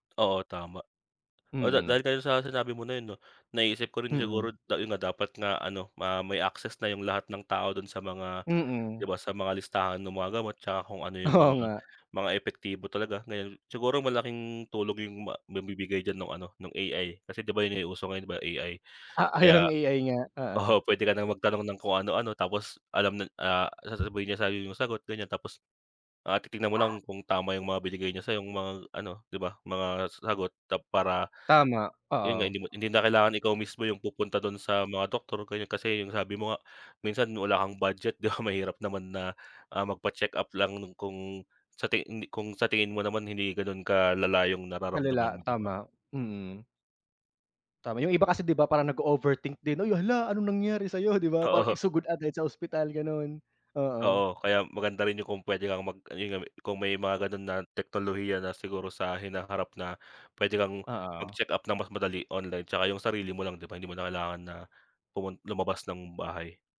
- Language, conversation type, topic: Filipino, unstructured, Sa anong mga paraan nakakatulong ang agham sa pagpapabuti ng ating kalusugan?
- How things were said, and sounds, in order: tapping; "siguro" said as "sigurud"; other background noise